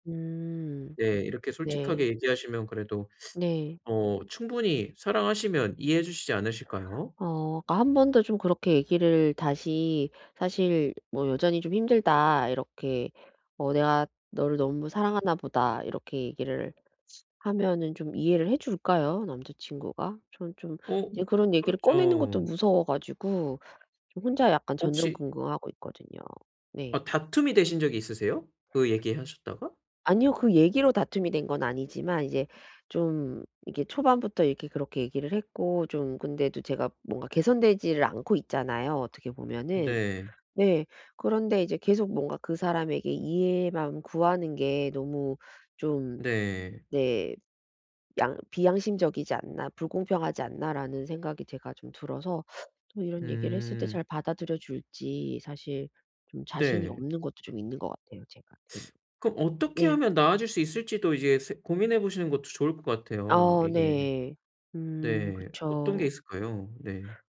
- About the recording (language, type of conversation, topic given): Korean, advice, 이전 상처 때문에 새 관계에서 신뢰를 어떻게 다시 쌓고 불안을 다룰 수 있을까요?
- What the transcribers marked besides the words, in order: other background noise; tapping; teeth sucking